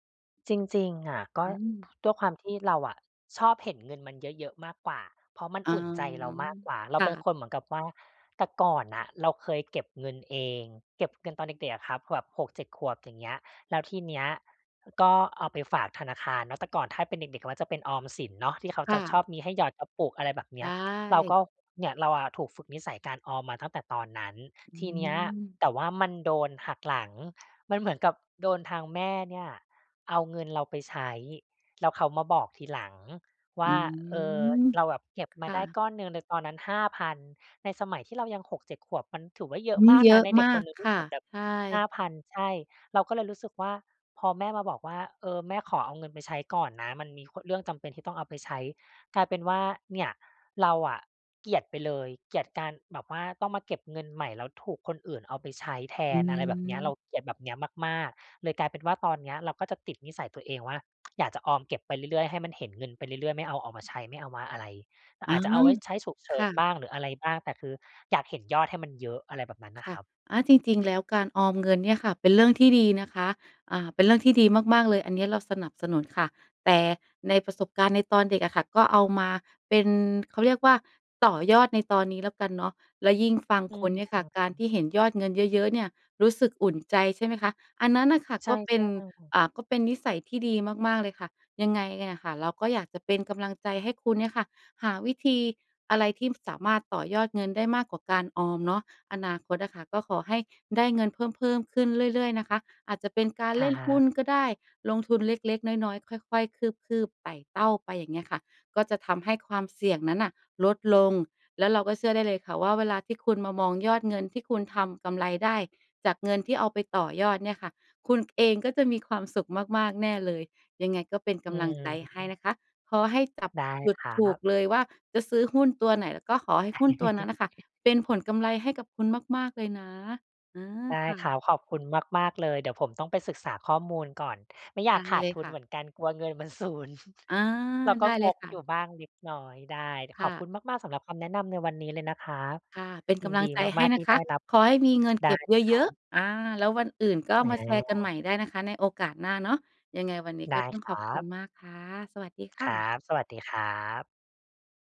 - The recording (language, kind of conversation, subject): Thai, advice, จะเริ่มสร้างนิสัยออมเงินอย่างยั่งยืนควบคู่กับการลดหนี้ได้อย่างไร?
- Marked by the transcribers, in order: drawn out: "อืม"; tapping; other background noise; chuckle; laughing while speaking: "สูญ"; chuckle